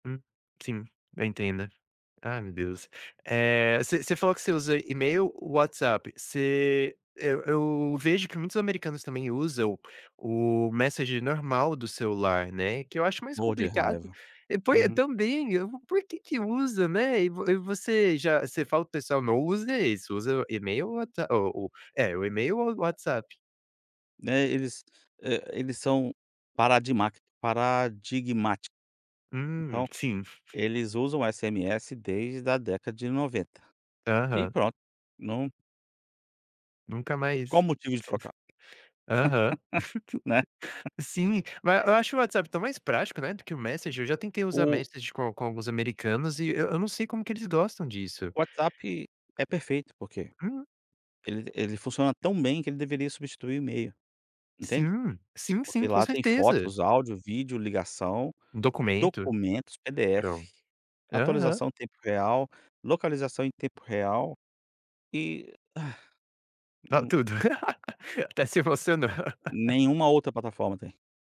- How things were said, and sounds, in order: in English: "messenger"; chuckle; tapping; chuckle; laugh; laugh; chuckle; in English: "messenger"; in English: "messenger"; other background noise; exhale; laugh; laughing while speaking: "Até se emocionou"; laugh
- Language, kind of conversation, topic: Portuguese, podcast, Quando você prefere fazer uma ligação em vez de trocar mensagens?